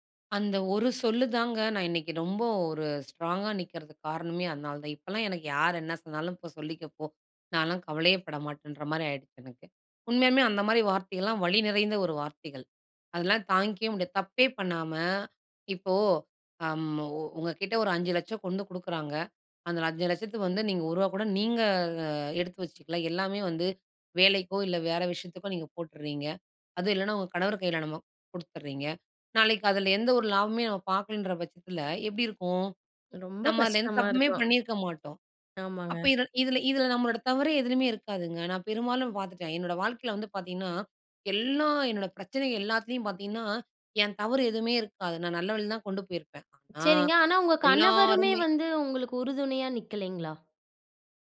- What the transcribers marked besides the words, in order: in English: "ஸ்ட்ராங்கா"
- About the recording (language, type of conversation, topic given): Tamil, podcast, நீங்கள் உங்களுக்கே ஒரு நல்ல நண்பராக எப்படி இருப்பீர்கள்?